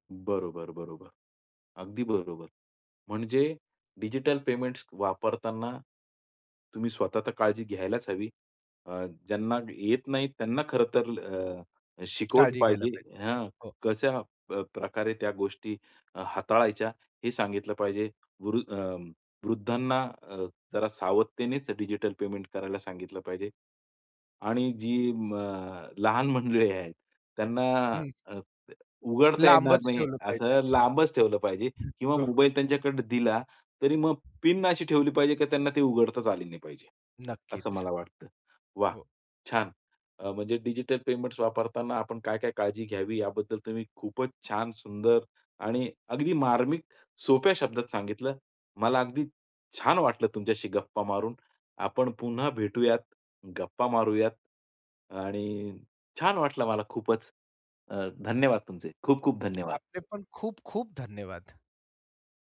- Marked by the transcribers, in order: in English: "डिजिटल पेमेंट्स"; other background noise; tapping; in English: "डिजिटल पेमेंट"; laughing while speaking: "हो"; stressed: "छान"
- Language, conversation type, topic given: Marathi, podcast, डिजिटल पेमेंट्स वापरताना तुम्हाला कशाची काळजी वाटते?